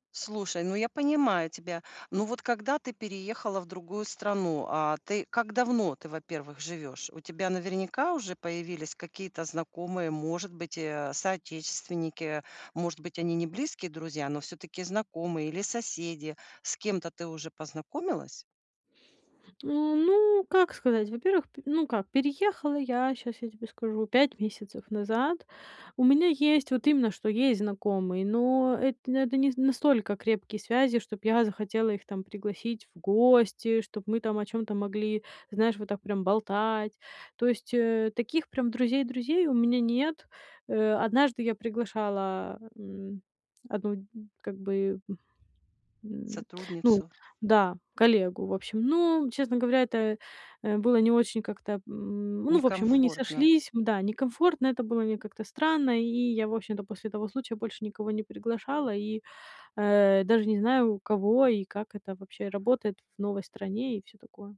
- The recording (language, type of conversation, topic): Russian, advice, Как мне снова находить радость в простых вещах?
- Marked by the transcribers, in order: none